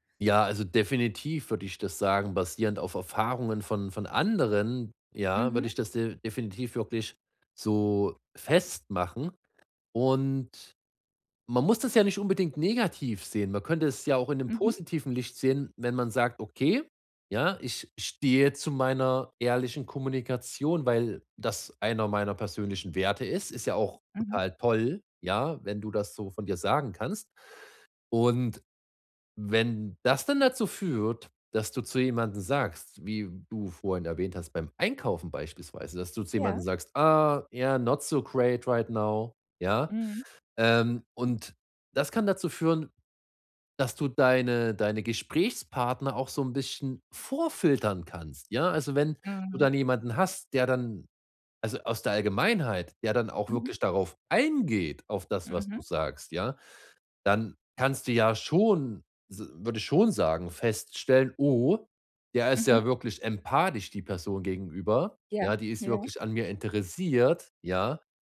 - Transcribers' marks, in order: stressed: "festmachen"; in English: "not so great right now"
- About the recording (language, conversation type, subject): German, advice, Wie kann ich ehrlich meine Meinung sagen, ohne andere zu verletzen?